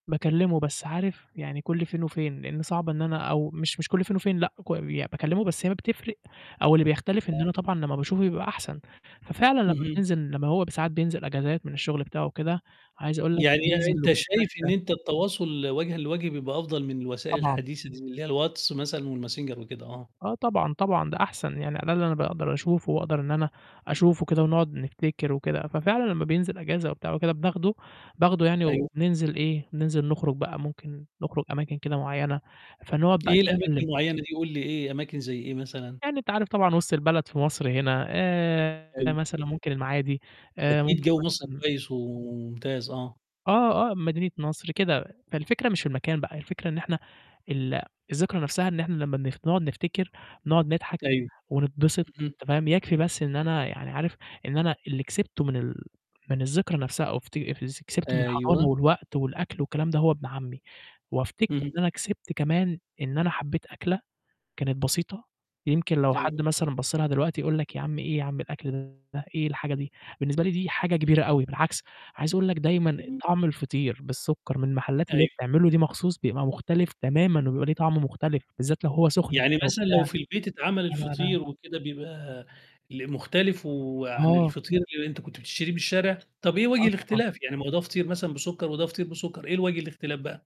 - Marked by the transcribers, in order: mechanical hum; distorted speech; static; tapping
- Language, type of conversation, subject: Arabic, podcast, إيه الذكرى اللي من طفولتك ولسه مأثرة فيك، وإيه اللي حصل فيها؟